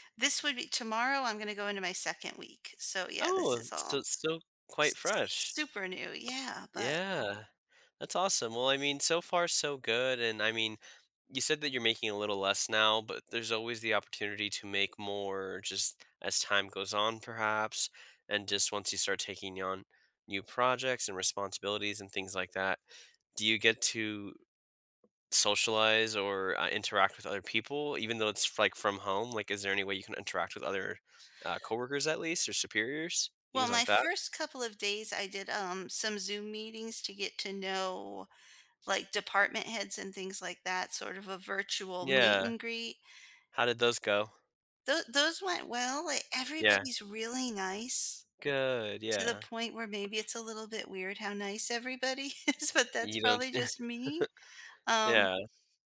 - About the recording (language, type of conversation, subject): English, advice, How can I adjust to a new job and feel confident in my role and workplace?
- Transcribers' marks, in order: tapping; other background noise; laughing while speaking: "everybody is"; chuckle